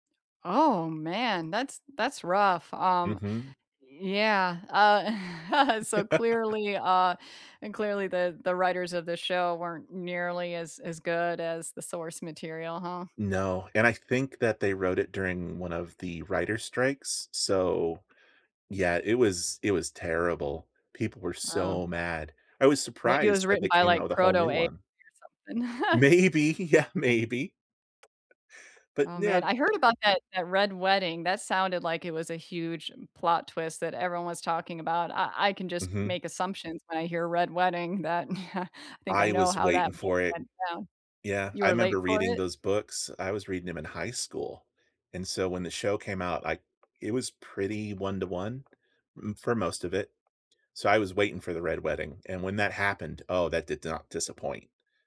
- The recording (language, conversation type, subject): English, unstructured, What movie, TV show, or book plot twist blew your mind, and why did it stick with you?
- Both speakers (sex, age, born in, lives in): female, 45-49, United States, United States; male, 40-44, United States, United States
- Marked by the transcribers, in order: other background noise; chuckle; laugh; laughing while speaking: "Maybe, yeah, maybe"; chuckle; chuckle; tapping; chuckle